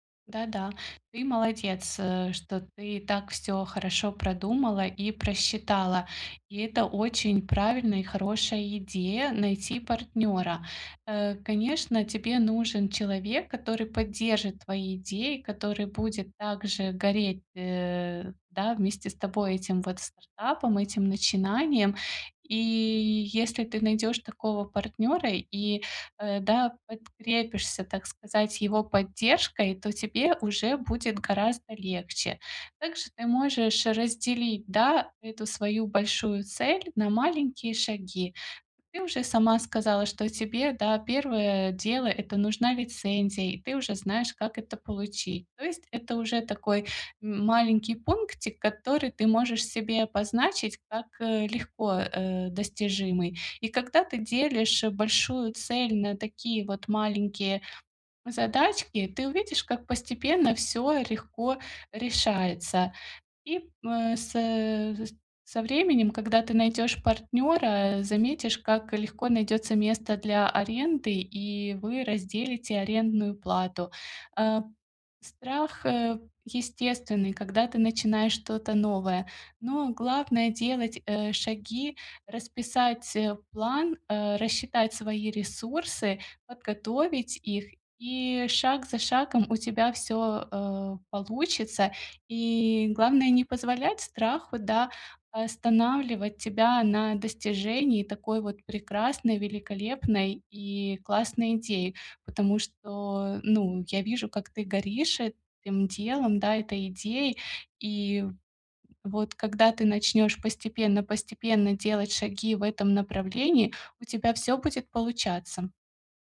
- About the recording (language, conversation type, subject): Russian, advice, Как заранее увидеть и подготовиться к возможным препятствиям?
- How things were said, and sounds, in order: tapping; other background noise